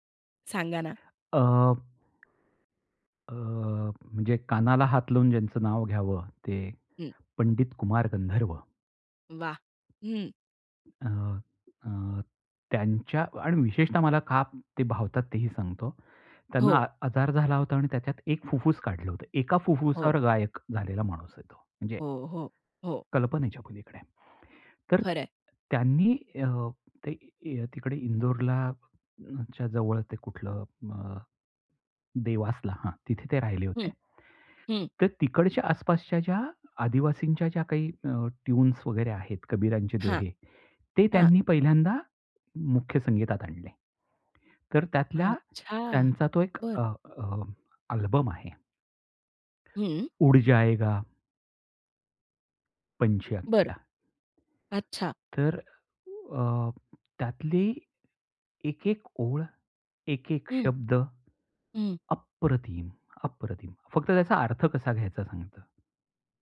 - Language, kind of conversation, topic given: Marathi, podcast, संगीताच्या लयींत हरवण्याचा तुमचा अनुभव कसा असतो?
- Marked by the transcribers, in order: tapping; other background noise; in English: "आल्बम"; in Hindi: "उड जायेगा"; in Hindi: "पंछी अपना"